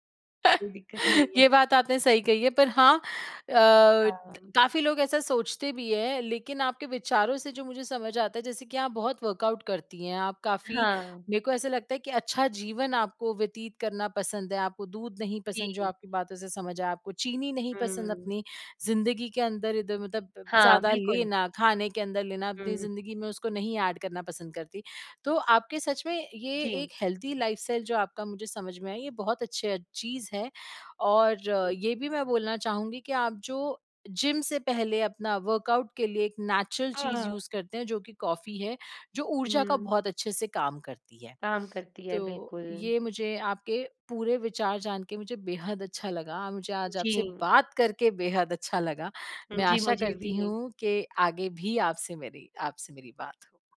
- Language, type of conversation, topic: Hindi, podcast, चाय या कॉफी आपके हिसाब से आपकी ऊर्जा पर कैसे असर डालती है?
- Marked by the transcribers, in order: chuckle; in English: "वर्कआउट"; in English: "ऐड"; in English: "हेल्थी लाइफ़स्टाइल"; in English: "वर्कआउट"